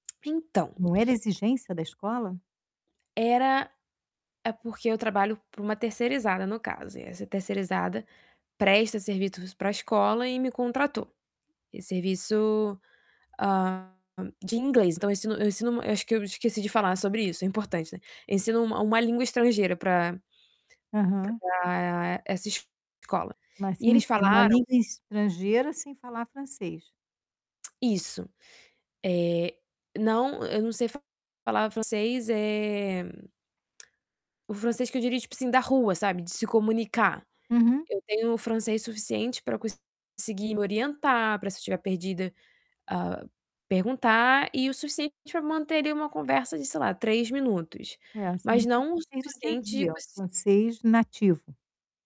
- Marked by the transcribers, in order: tapping; other background noise; distorted speech; tongue click; drawn out: "eh"
- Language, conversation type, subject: Portuguese, advice, Como posso me sentir valioso mesmo quando não atinjo minhas metas?